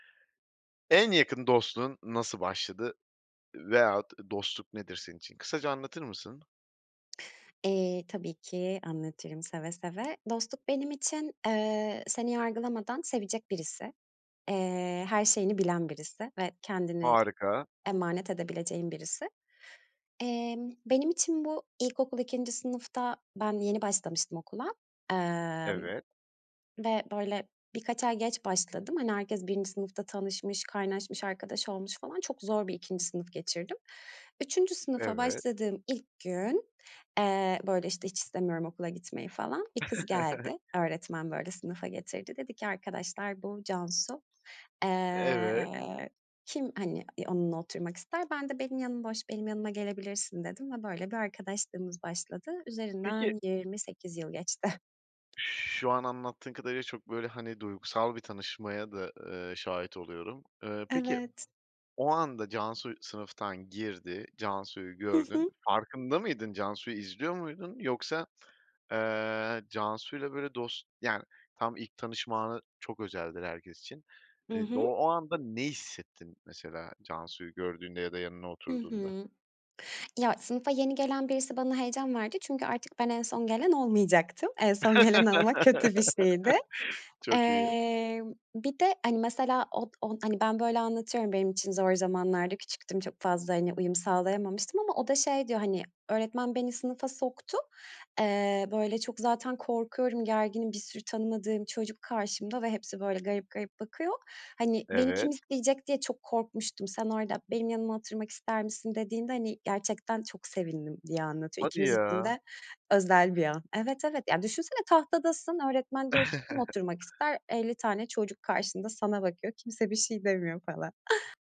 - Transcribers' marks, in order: other background noise; chuckle; laughing while speaking: "geçti"; laughing while speaking: "gelen olmak kötü bir şeydi"; laugh; chuckle; chuckle
- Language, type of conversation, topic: Turkish, podcast, En yakın dostluğunuz nasıl başladı, kısaca anlatır mısınız?